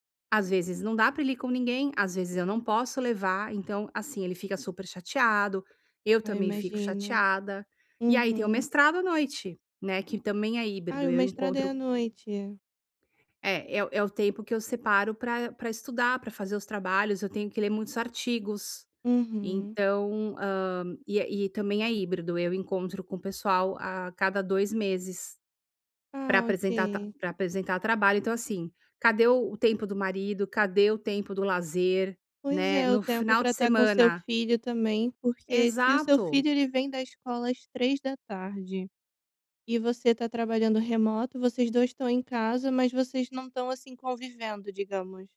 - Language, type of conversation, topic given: Portuguese, advice, Como posso equilibrar melhor minha vida pessoal e profissional?
- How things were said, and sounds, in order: none